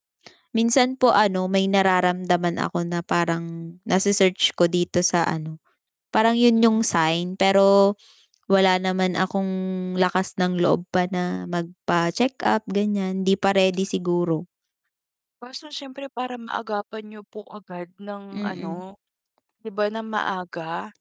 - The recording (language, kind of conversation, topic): Filipino, unstructured, Paano mo isinasama ang masusustansiyang pagkain sa iyong pang-araw-araw na pagkain?
- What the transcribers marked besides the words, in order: static; distorted speech; sigh